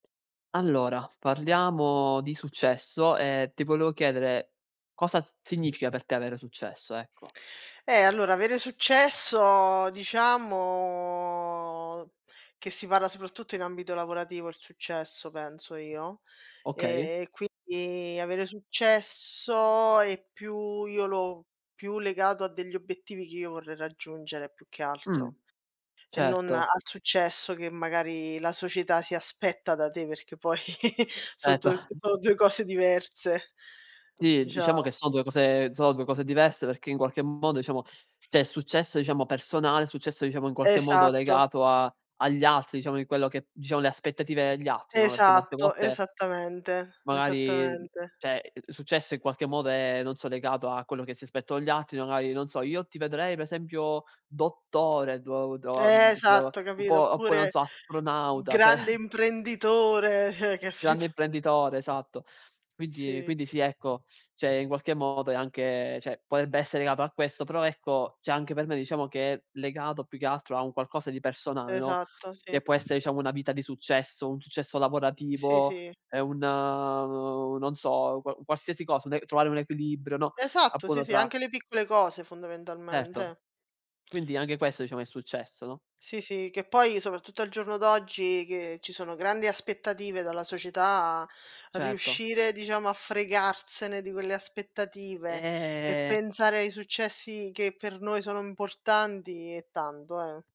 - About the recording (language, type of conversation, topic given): Italian, unstructured, Cosa significa per te avere successo?
- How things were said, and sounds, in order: tapping; laughing while speaking: "poi"; laughing while speaking: "Erto"; chuckle; other background noise; "cioè" said as "ceh"; unintelligible speech; laughing while speaking: "ceh"; "cioè" said as "ceh"; laughing while speaking: "capito?"; "cioè" said as "ceh"; "cioè" said as "ceh"; "potrebbe" said as "podebbe"; "cioè" said as "ceh"; "appunto" said as "appuno"; drawn out: "Eh"; "tanto" said as "tando"